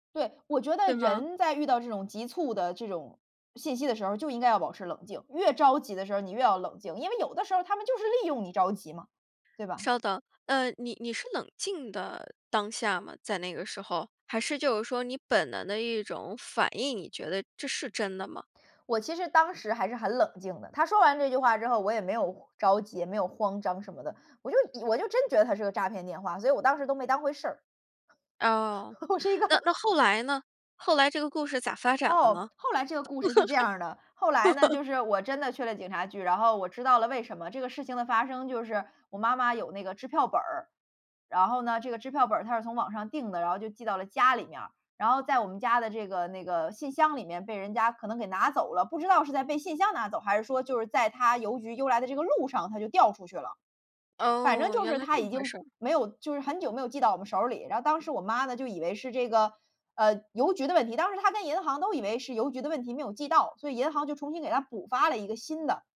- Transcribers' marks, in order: laugh; laughing while speaking: "我是一个"; laugh
- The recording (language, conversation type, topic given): Chinese, podcast, 遇到网络诈骗时，你有哪些防护经验？